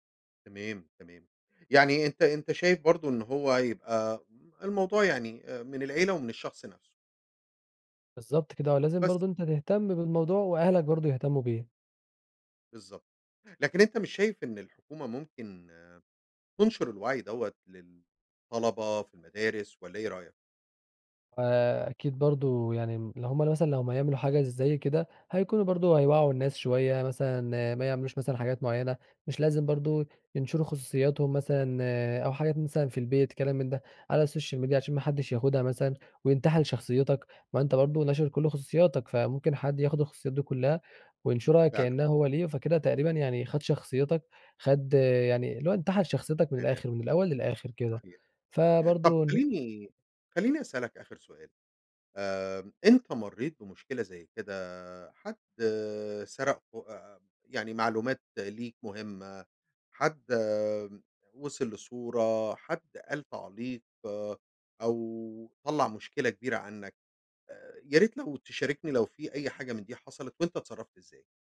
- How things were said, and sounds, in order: other background noise; in English: "الsocial media"; unintelligible speech
- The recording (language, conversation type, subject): Arabic, podcast, إزاي السوشيال ميديا أثّرت على علاقاتك اليومية؟